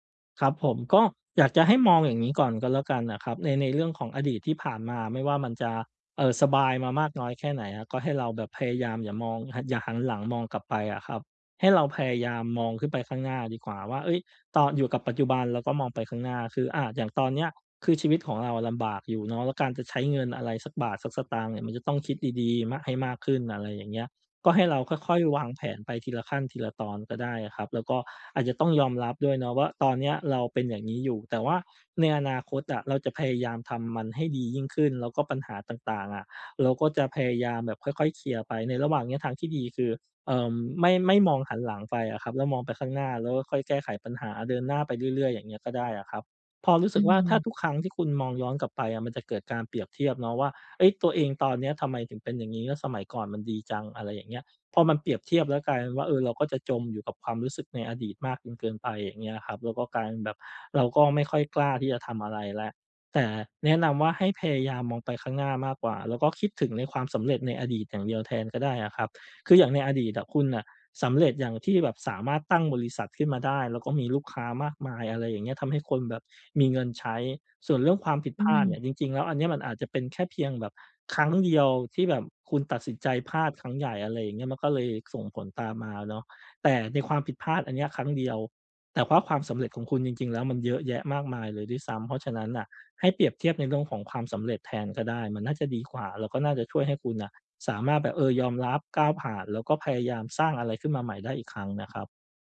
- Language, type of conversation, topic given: Thai, advice, ฉันจะยอมรับการเปลี่ยนแปลงในชีวิตอย่างมั่นใจได้อย่างไร?
- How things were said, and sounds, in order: none